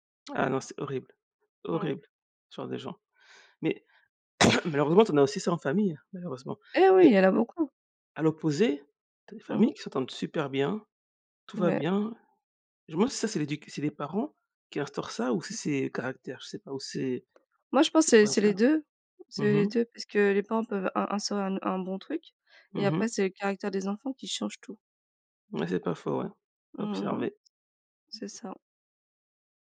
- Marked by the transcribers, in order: cough; tapping; other background noise; other noise
- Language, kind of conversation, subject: French, unstructured, Comment décrirais-tu ta relation avec ta famille ?